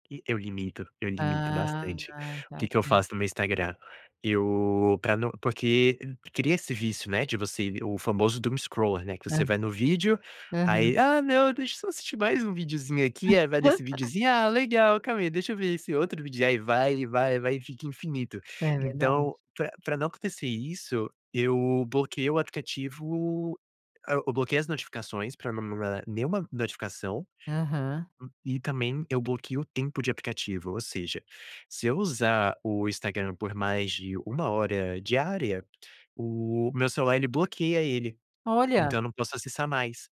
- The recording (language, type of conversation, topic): Portuguese, podcast, Como você define sua identidade nas redes sociais?
- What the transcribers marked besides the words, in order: tapping; in English: "Doomscrolling"; laugh